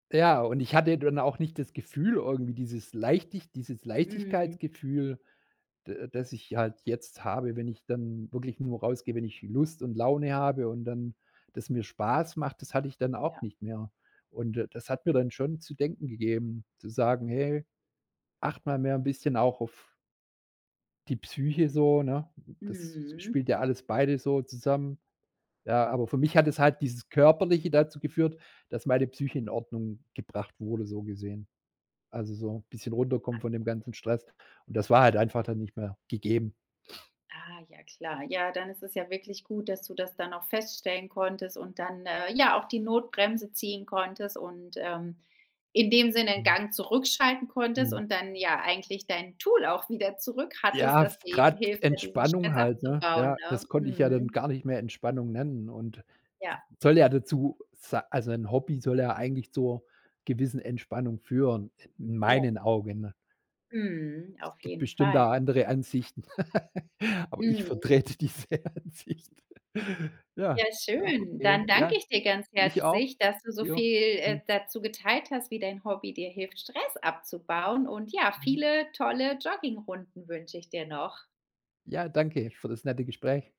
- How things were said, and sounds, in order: put-on voice: "Tool"; other noise; laugh; laughing while speaking: "vertrete diese Ansicht"; joyful: "Stress"
- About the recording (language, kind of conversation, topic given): German, podcast, Wie helfen dir Hobbys dabei, Stress wirklich abzubauen?